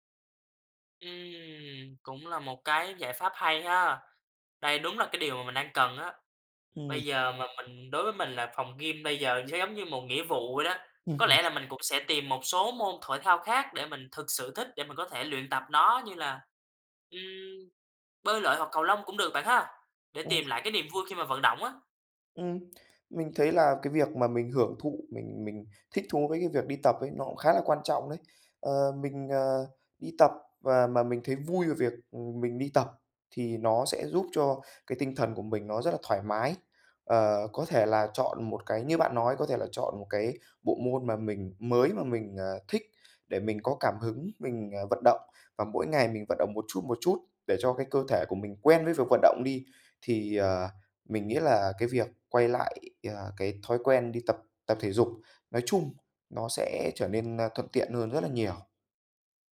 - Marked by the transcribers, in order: laughing while speaking: "Ừm"; tapping
- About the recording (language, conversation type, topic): Vietnamese, advice, Vì sao bạn bị mất động lực tập thể dục đều đặn?